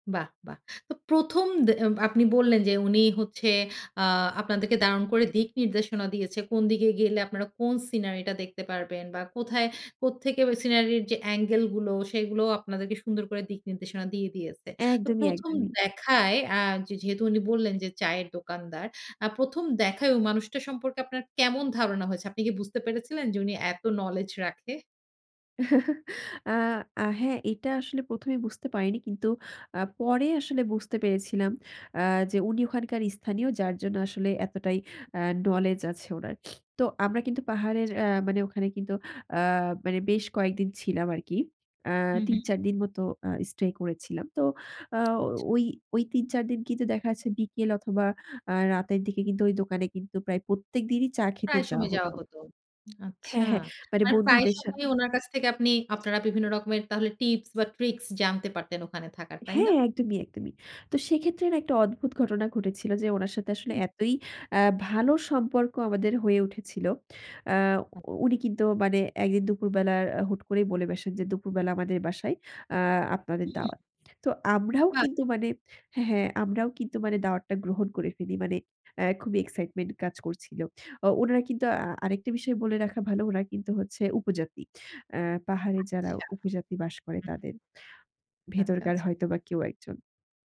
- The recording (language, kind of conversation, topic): Bengali, podcast, আপনি কি কখনো ভ্রমণের সময় এমন কারও সঙ্গে দেখা করেছেন, যার কথা আজও মনে আছে?
- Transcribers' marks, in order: snort; other noise